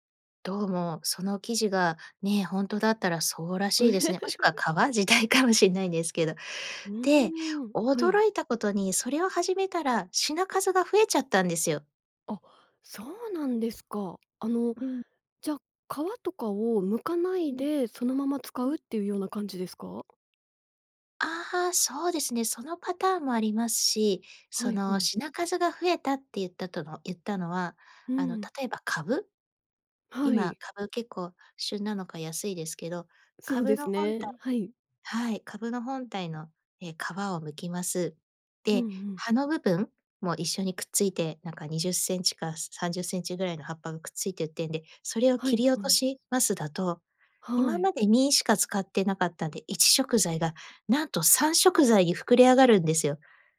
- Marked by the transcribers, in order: laugh; laughing while speaking: "時代かも"
- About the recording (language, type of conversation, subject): Japanese, podcast, 食材の無駄を減らすために普段どんな工夫をしていますか？